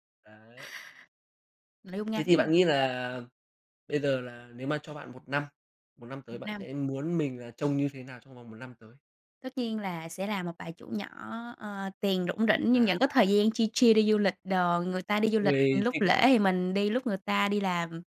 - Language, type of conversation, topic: Vietnamese, unstructured, Bạn muốn thử thách bản thân như thế nào trong tương lai?
- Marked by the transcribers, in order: tapping; other background noise; in English: "chill chill"